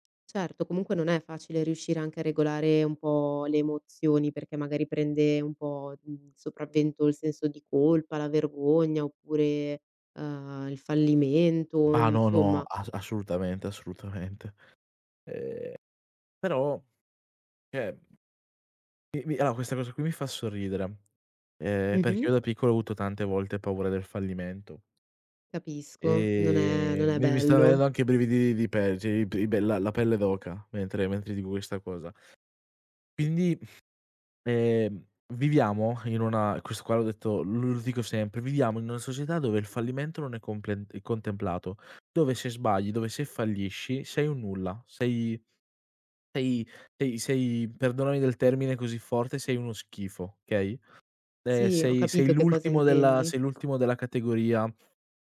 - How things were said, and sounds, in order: other background noise; "insomma" said as "nzomma"; "cioè" said as "ceh"; tapping; drawn out: "Ehm"; "cioè" said as "ceh"; "okay" said as "kay"
- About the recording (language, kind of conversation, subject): Italian, podcast, Qual è il primo passo che consiglieresti a chi vuole ricominciare?